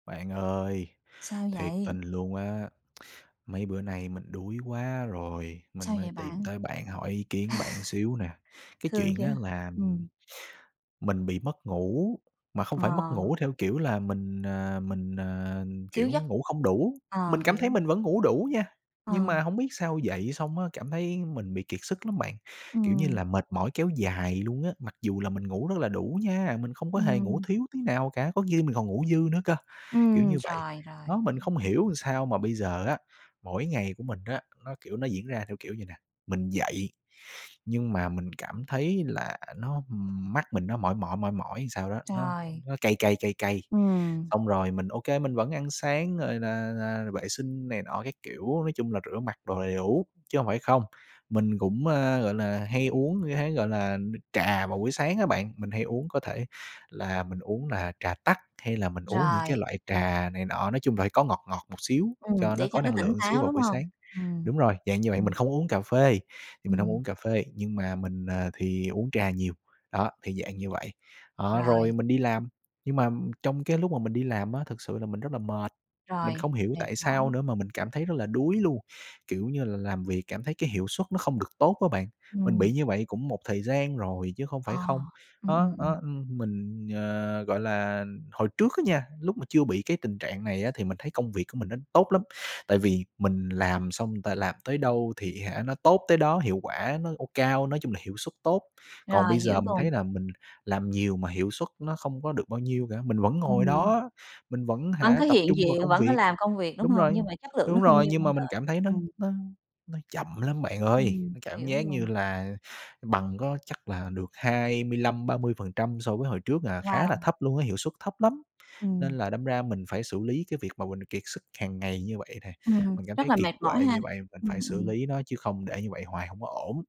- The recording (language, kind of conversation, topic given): Vietnamese, advice, Vì sao tôi vẫn cảm thấy kiệt sức kéo dài dù ngủ đủ giấc?
- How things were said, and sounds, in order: tapping; laugh; other background noise; "làm" said as "ừn"; unintelligible speech; "làm" said as "ừn"